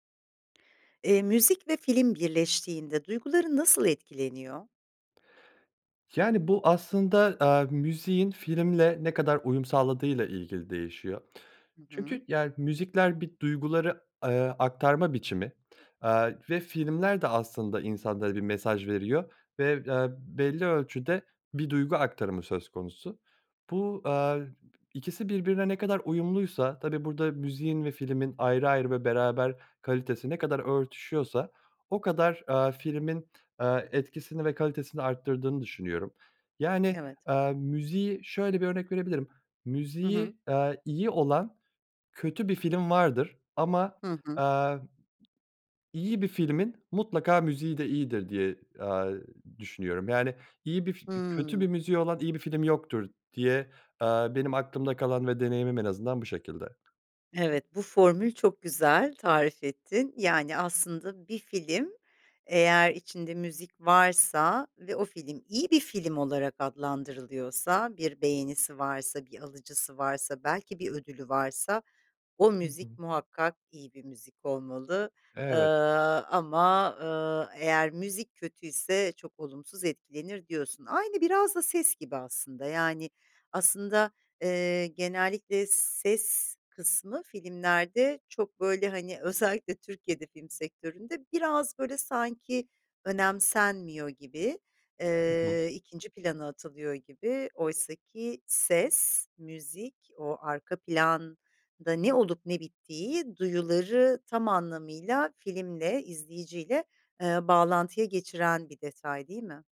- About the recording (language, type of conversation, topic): Turkish, podcast, Müzik filmle buluştuğunda duygularınız nasıl etkilenir?
- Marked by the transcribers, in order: other background noise